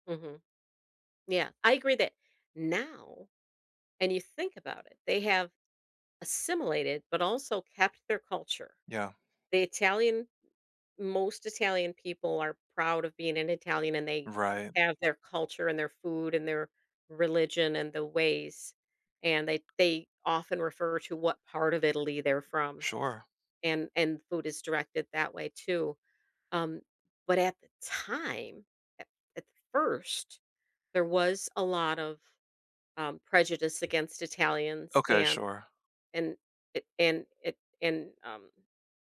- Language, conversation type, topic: English, unstructured, How has life changed over the last 100 years?
- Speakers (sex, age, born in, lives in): female, 60-64, United States, United States; male, 35-39, Germany, United States
- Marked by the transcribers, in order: tapping